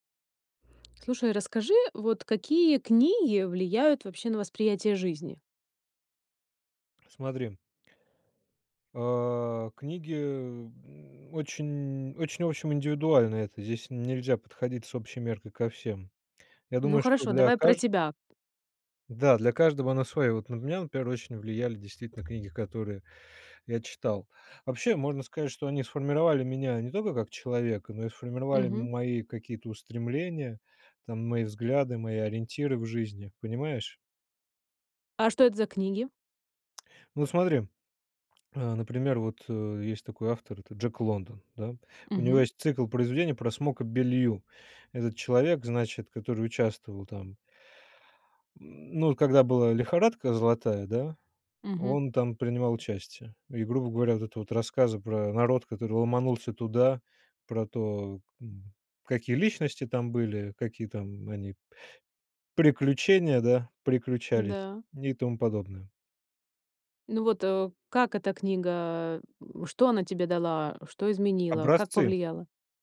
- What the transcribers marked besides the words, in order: tapping; other background noise
- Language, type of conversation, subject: Russian, podcast, Как книги влияют на наше восприятие жизни?